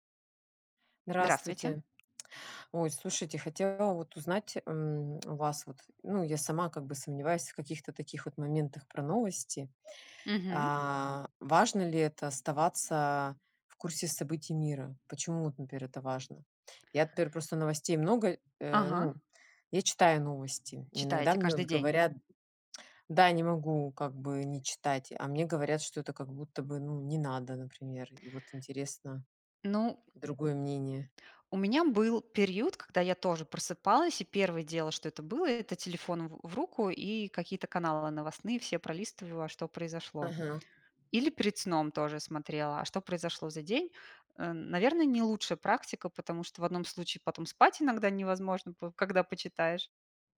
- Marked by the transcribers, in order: lip smack
- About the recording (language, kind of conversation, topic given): Russian, unstructured, Почему важно оставаться в курсе событий мира?